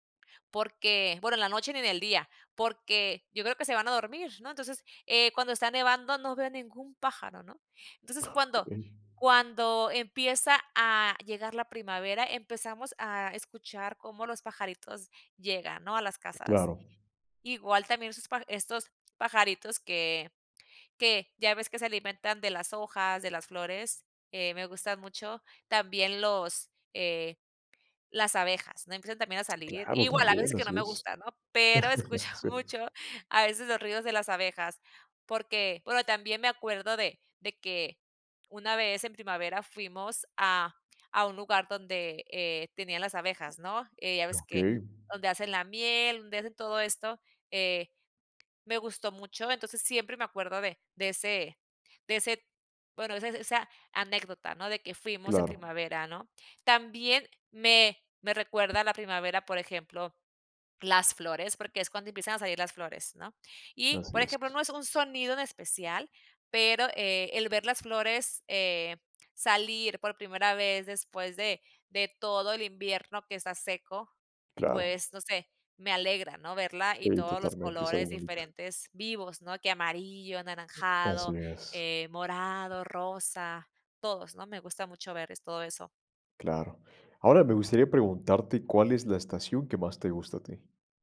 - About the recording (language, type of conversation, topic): Spanish, podcast, ¿Qué sonidos asocias con cada estación que has vivido?
- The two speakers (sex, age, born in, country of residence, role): female, 30-34, Mexico, United States, guest; male, 25-29, Mexico, Mexico, host
- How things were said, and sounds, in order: other background noise; tapping; chuckle; laughing while speaking: "escucho mucho"